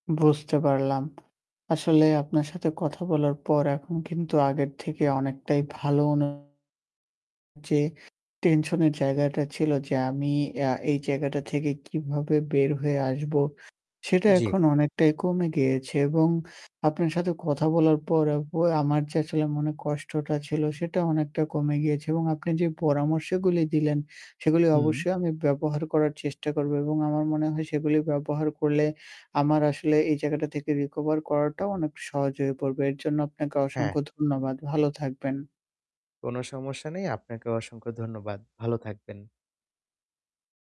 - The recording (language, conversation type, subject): Bengali, advice, প্রতিদিন কাজ শেষে আপনি কেন সবসময় শারীরিক ও মানসিক ক্লান্তি অনুভব করেন?
- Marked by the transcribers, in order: static; distorted speech; other background noise; in English: "recover"